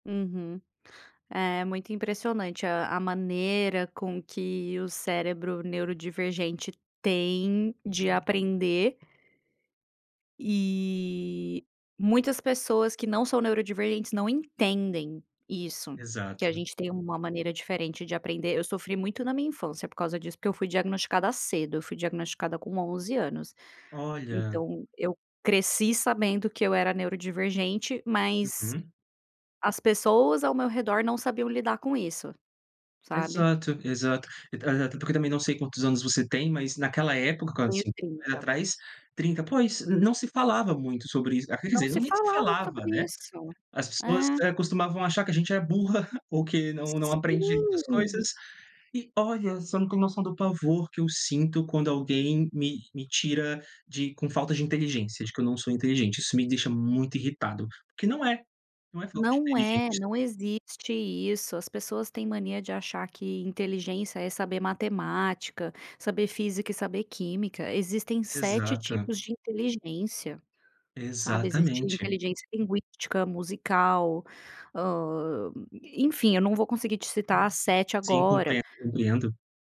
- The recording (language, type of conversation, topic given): Portuguese, podcast, Quais hábitos te ajudam a crescer?
- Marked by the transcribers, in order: drawn out: "e"; unintelligible speech; other noise